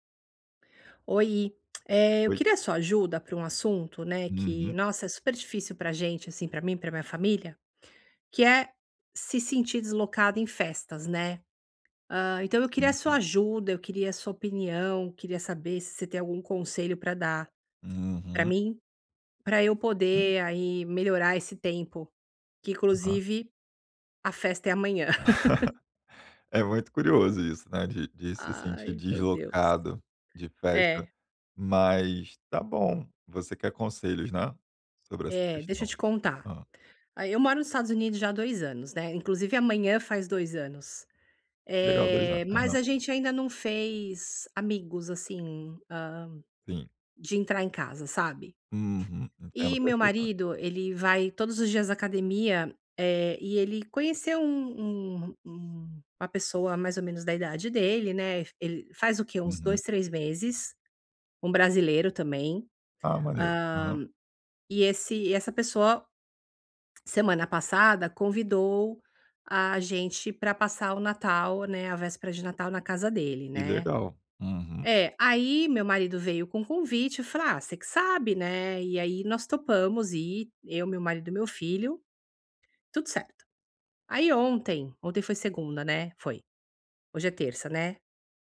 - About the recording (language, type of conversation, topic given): Portuguese, advice, Como posso aproveitar melhor as festas sociais sem me sentir deslocado?
- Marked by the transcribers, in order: tapping; unintelligible speech; laugh